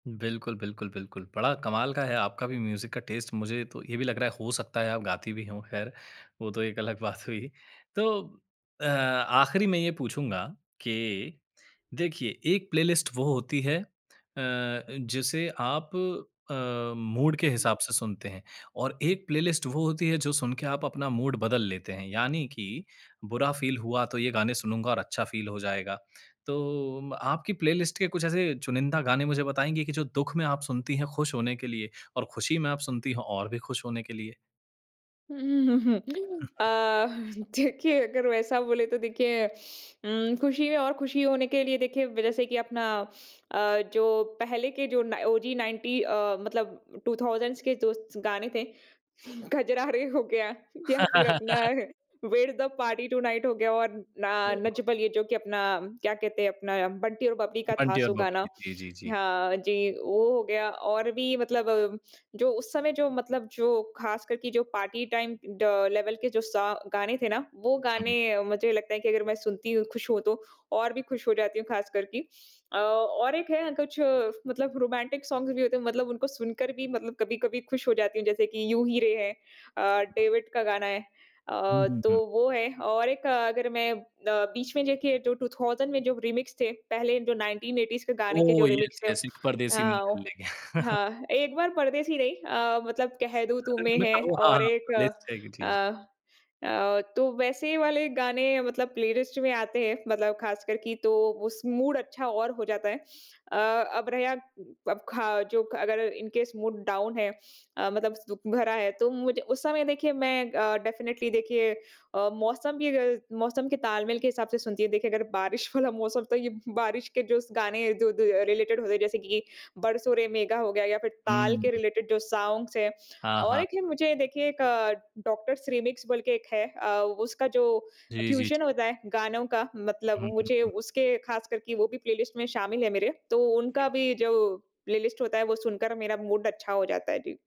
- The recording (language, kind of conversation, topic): Hindi, podcast, मूड बदलने पर आपकी प्लेलिस्ट कैसे बदलती है?
- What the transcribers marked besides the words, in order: tapping; in English: "म्यूज़िक"; in English: "टेस्ट"; laughing while speaking: "बात हुई"; in English: "प्लेलिस्ट"; in English: "मूड"; in English: "प्लेलिस्ट"; other background noise; in English: "मूड"; in English: "फील"; in English: "फील"; in English: "प्लेलिस्ट"; laughing while speaking: "देखिए"; laughing while speaking: "कजरारे हो गया या फिर अपना"; in English: "व्हेयर द पार्टी टु नाइट"; chuckle; unintelligible speech; in English: "टाइम ड लेवल"; in English: "रोमांटिक सॉन्ग"; in English: "रीमिक्स"; in English: "रीमिक्स"; in English: "यस, यस"; laughing while speaking: "गया"; chuckle; unintelligible speech; in English: "प्लेलिस्ट"; unintelligible speech; in English: "मूड"; in English: "इन केस मूड डाउन"; in English: "डेफिनिटली"; in English: "रिलेटेड"; in English: "रिलेटेड"; in English: "सॉन्ग्स"; in English: "डॉक्टर्स रीमिक्स"; in English: "फ्यूजन"; in English: "प्लेलिस्ट"; in English: "प्लेलिस्ट"; in English: "मूड"